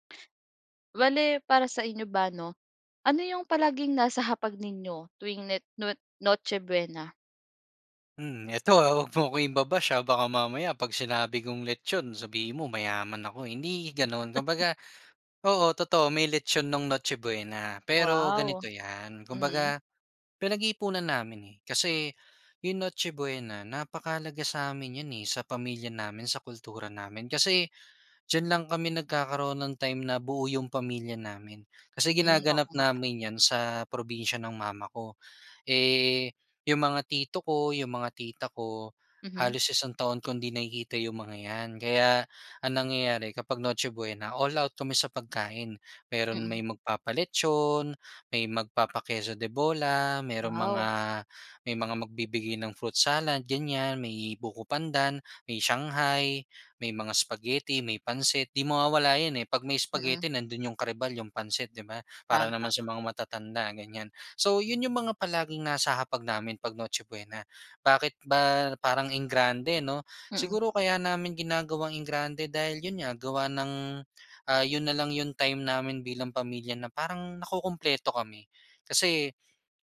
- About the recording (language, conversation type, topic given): Filipino, podcast, Ano ang palaging nasa hapag ninyo tuwing Noche Buena?
- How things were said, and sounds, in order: laugh; in English: "all out"